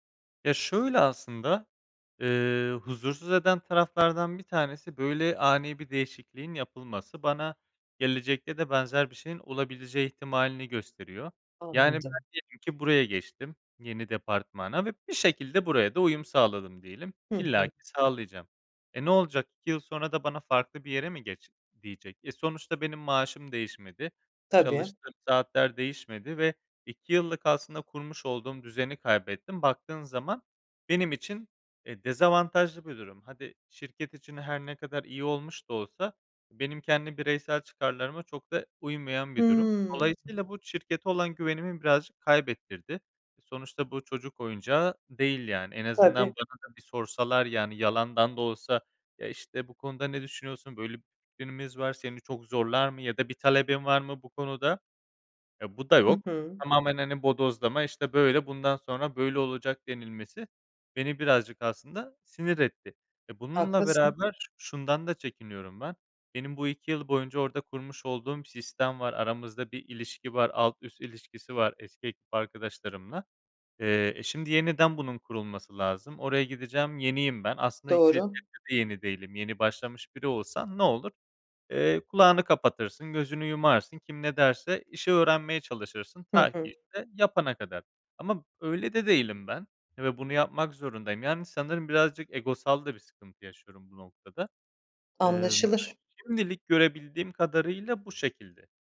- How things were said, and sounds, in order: drawn out: "Hıı"; "bodoslama" said as "bodozlama"; unintelligible speech; unintelligible speech
- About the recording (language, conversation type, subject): Turkish, advice, İş yerinde büyük bir rol değişikliği yaşadığınızda veya yeni bir yönetim altında çalışırken uyum süreciniz nasıl ilerliyor?